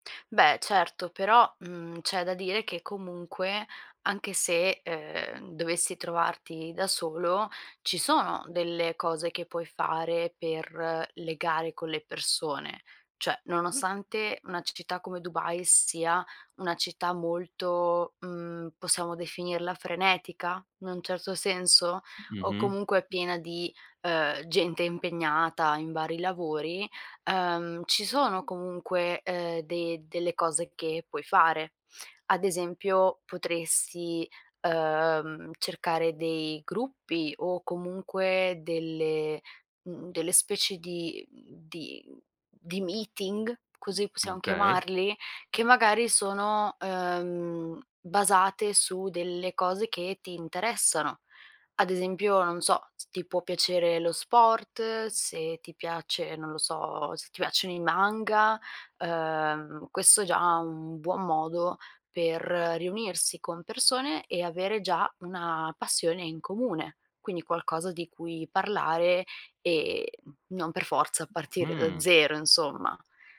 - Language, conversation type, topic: Italian, advice, Come posso affrontare la solitudine e il senso di isolamento dopo essermi trasferito in una nuova città?
- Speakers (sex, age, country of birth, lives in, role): female, 20-24, Italy, Italy, advisor; male, 25-29, Italy, Italy, user
- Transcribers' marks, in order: "cioè" said as "ceh"; other background noise; tapping